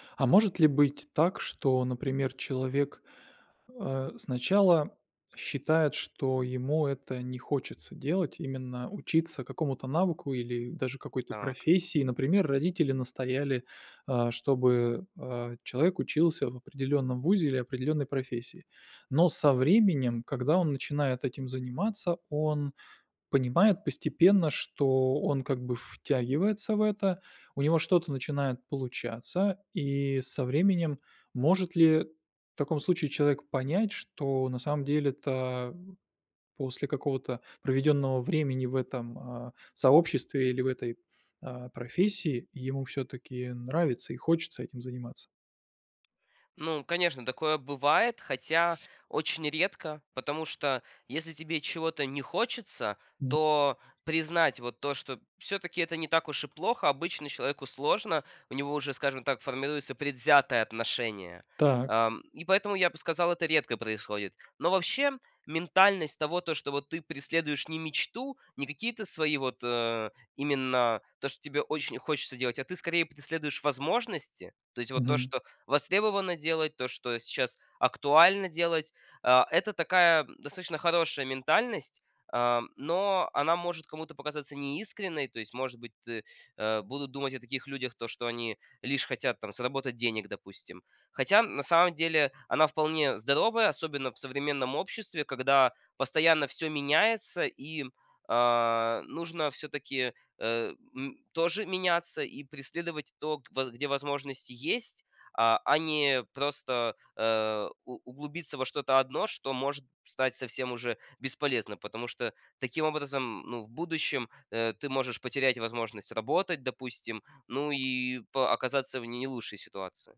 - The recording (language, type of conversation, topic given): Russian, podcast, Как научиться учиться тому, что совсем не хочется?
- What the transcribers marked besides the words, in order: tapping; other background noise